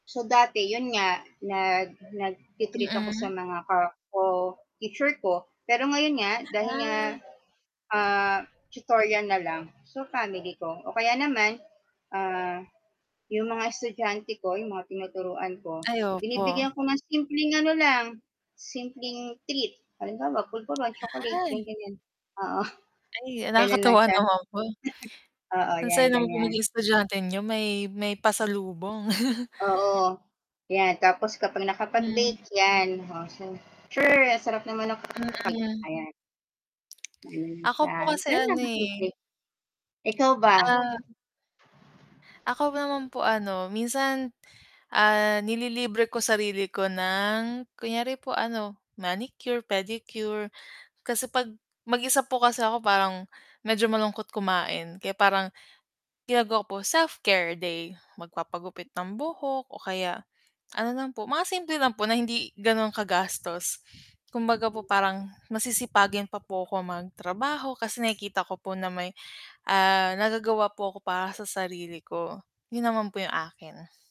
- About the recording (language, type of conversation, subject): Filipino, unstructured, Paano mo ipinagdiriwang ang tagumpay sa trabaho?
- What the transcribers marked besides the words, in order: static; dog barking; chuckle; chuckle; other street noise; distorted speech; tapping